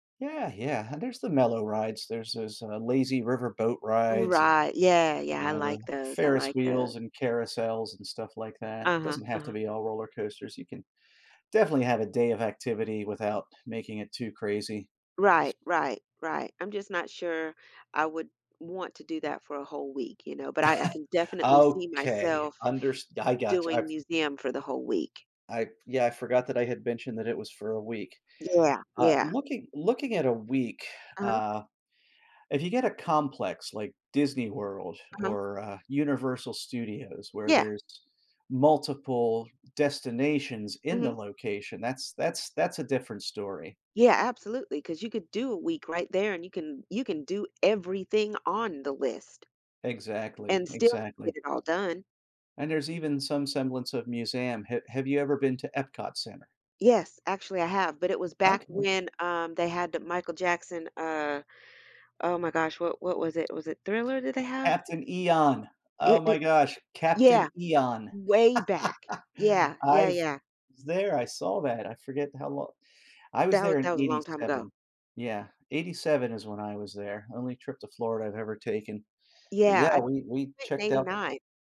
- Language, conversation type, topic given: English, unstructured, How would you spend a week with unlimited parks and museums access?
- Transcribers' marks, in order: other background noise; chuckle; laughing while speaking: "I gotcha"; tapping; laugh